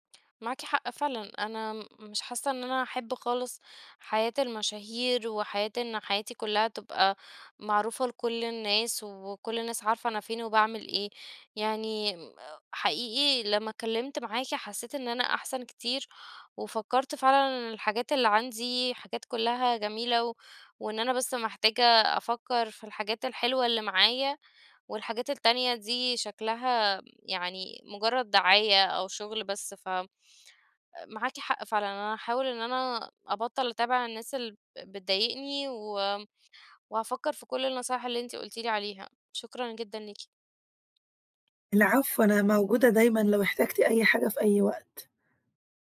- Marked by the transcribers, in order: none
- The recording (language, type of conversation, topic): Arabic, advice, ازاي ضغط السوشيال ميديا بيخلّيني أقارن حياتي بحياة غيري وأتظاهر إني مبسوط؟